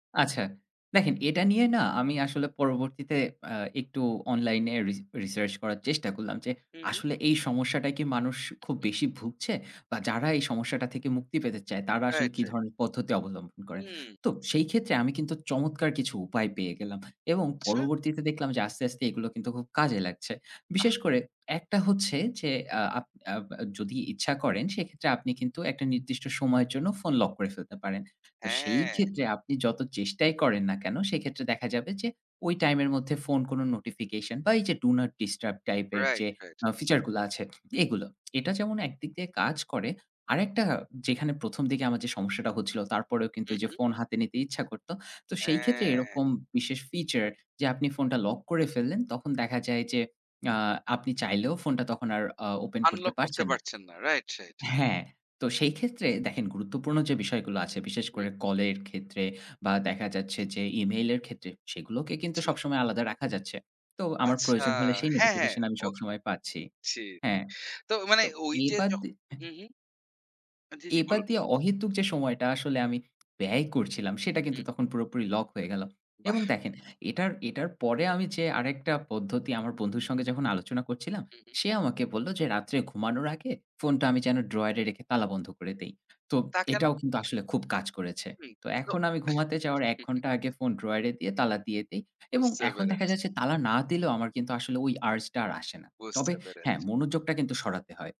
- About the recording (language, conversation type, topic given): Bengali, podcast, আপনি কীভাবে নিজের স্ক্রিনটাইম নিয়ন্ত্রণ করেন?
- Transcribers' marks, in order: drawn out: "হ্যাঁ"; drawn out: "হ্যাঁ"; "জি" said as "ছি"; drawn out: "আচ্ছা"; chuckle; in English: "আর্জ"